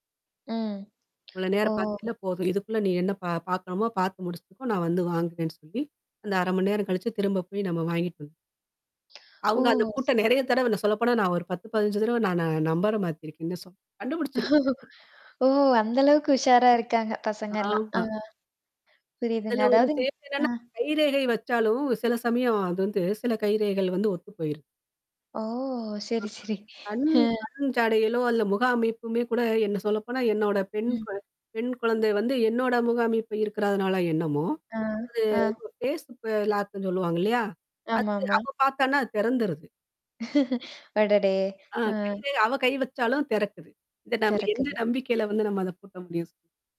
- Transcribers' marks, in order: other noise; static; distorted speech; tapping; unintelligible speech; other background noise; laughing while speaking: "ஓ! அந்த அளவுக்கு உஷாரா இருக்காங்க. பசங்கலாம்"; unintelligible speech; unintelligible speech; laughing while speaking: "சரி. ஆ"; laughing while speaking: "அடடே!"
- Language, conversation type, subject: Tamil, podcast, தொலைபேசி பயன்பாடும் சமூக ஊடகங்களும் உங்களை எப்படி மாற்றின?